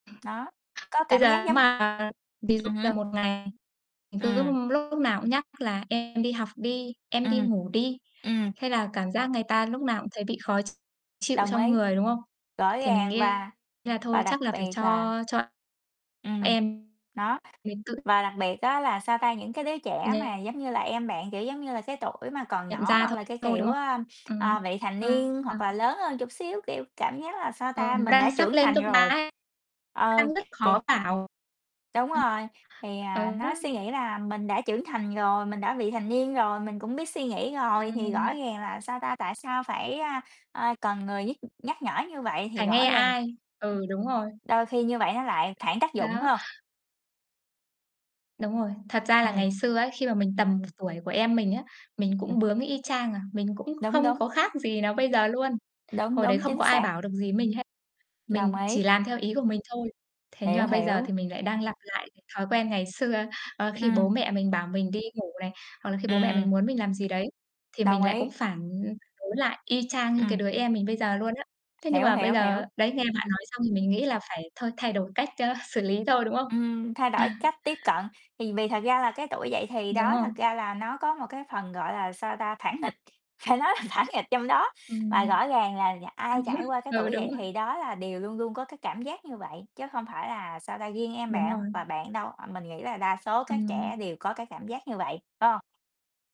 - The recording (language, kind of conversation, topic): Vietnamese, unstructured, Làm sao để thuyết phục người khác thay đổi thói quen xấu?
- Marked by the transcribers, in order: other background noise; distorted speech; tapping; unintelligible speech; chuckle; "phản" said as "thản"; "phản" said as "thản"